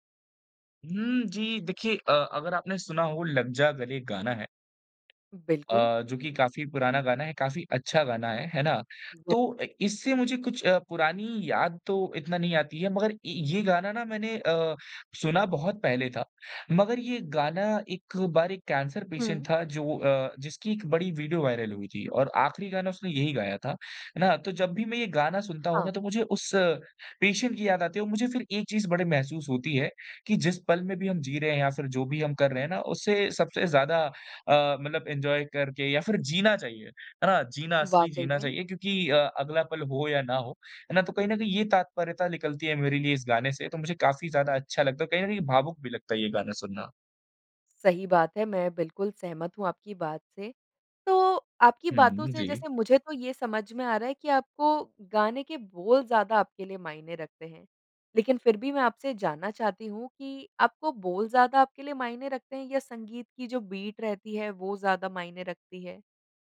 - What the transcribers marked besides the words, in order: unintelligible speech; in English: "पेशेंट"; in English: "वायरल"; in English: "पेशेंट"; in English: "एन्जॉय"; in English: "बीट"
- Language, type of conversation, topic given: Hindi, podcast, मूड ठीक करने के लिए आप क्या सुनते हैं?